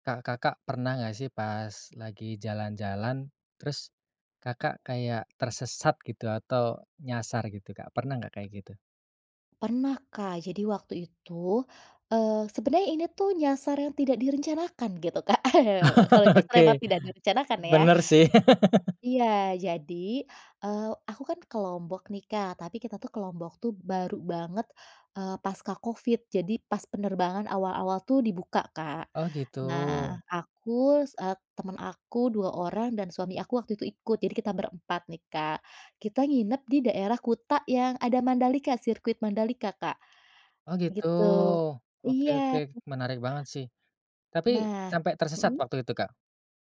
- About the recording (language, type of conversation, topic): Indonesian, podcast, Apa pelajaran penting yang kamu dapat saat nyasar di perjalanan?
- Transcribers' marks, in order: tapping; other background noise; laughing while speaking: "Oke"; chuckle; laugh